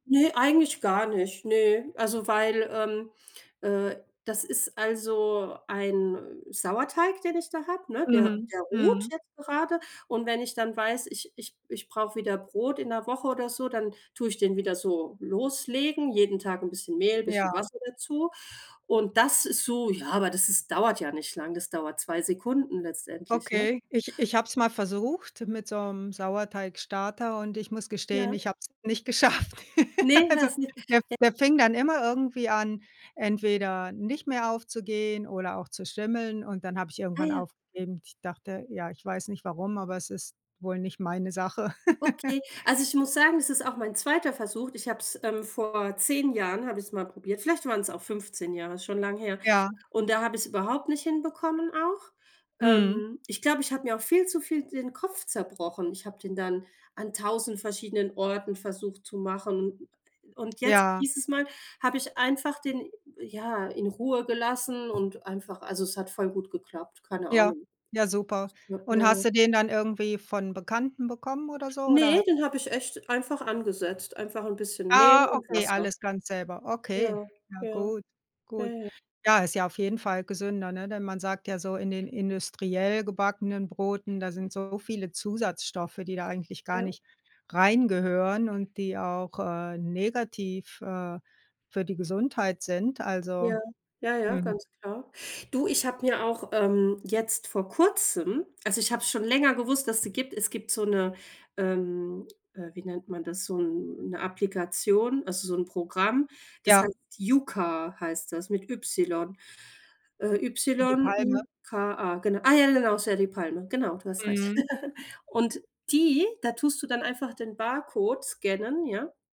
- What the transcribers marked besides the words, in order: laughing while speaking: "geschafft. Also"; chuckle; laughing while speaking: "Sache"; chuckle; unintelligible speech; other background noise; stressed: "reingehören"; giggle
- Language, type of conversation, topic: German, unstructured, Wie wichtig ist dir eine gesunde Ernährung im Alltag?